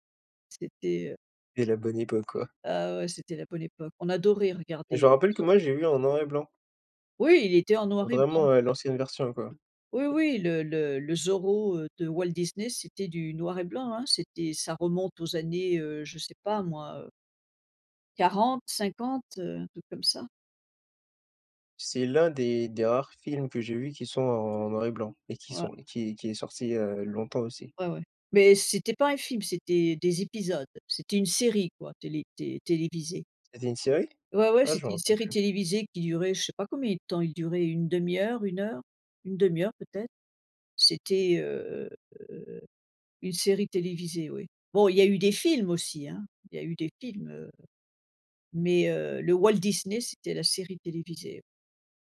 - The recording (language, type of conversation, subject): French, unstructured, Qu’est-ce que tu aimais faire quand tu étais plus jeune ?
- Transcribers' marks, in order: unintelligible speech; tapping; surprised: "C'était une série ?"